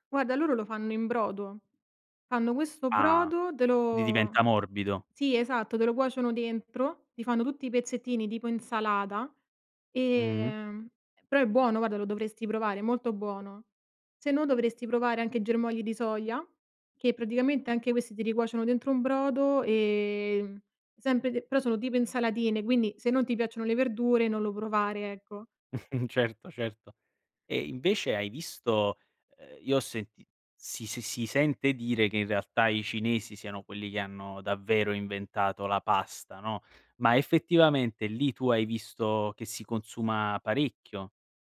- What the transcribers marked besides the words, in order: chuckle
- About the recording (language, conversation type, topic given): Italian, podcast, Raccontami di una volta in cui il cibo ha unito persone diverse?